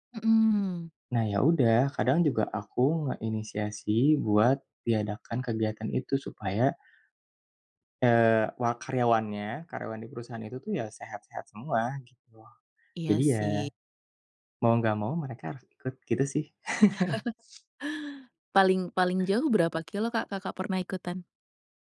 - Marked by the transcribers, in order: chuckle; other background noise
- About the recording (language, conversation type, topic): Indonesian, podcast, Bagaimana kamu mengatur waktu antara pekerjaan dan hobi?
- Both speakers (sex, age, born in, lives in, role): female, 30-34, Indonesia, Indonesia, host; male, 25-29, Indonesia, Indonesia, guest